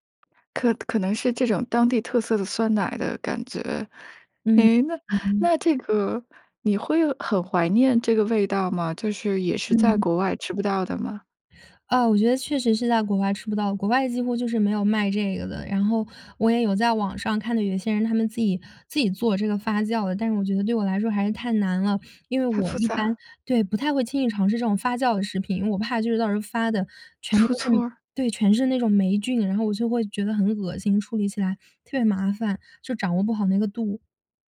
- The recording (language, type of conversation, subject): Chinese, podcast, 你家乡有哪些与季节有关的习俗？
- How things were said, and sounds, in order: none